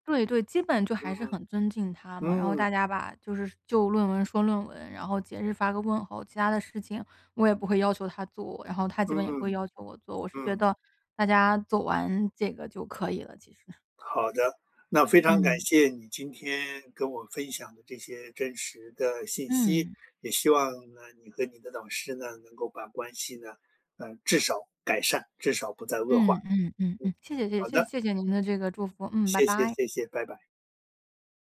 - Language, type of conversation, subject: Chinese, podcast, 当导师和你意见不合时，你会如何处理？
- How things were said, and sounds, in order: chuckle